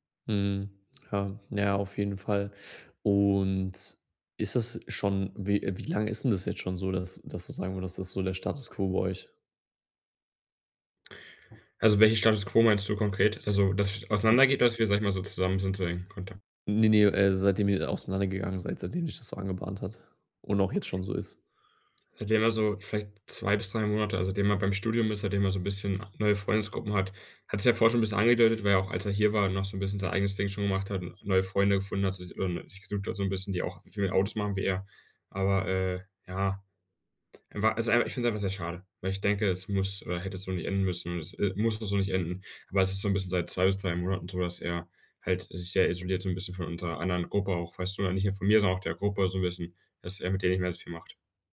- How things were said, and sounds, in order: other noise
- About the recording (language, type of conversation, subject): German, advice, Wie gehe ich am besten mit Kontaktverlust in Freundschaften um?